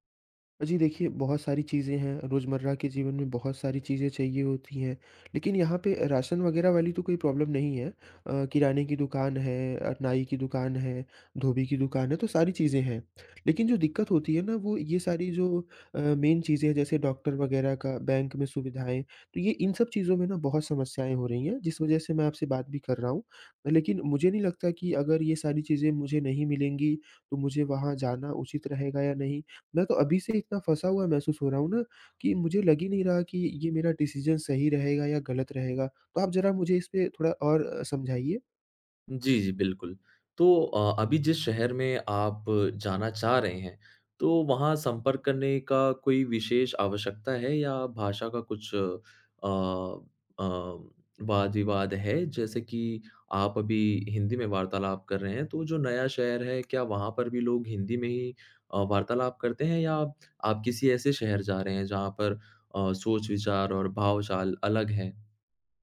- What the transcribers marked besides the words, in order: in English: "प्रॉब्लम"; in English: "मेन"; in English: "डिसीज़न"
- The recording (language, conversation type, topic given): Hindi, advice, नए स्थान पर डॉक्टर और बैंक जैसी सेवाएँ कैसे ढूँढें?
- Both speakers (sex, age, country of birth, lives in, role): male, 20-24, India, India, user; male, 25-29, India, India, advisor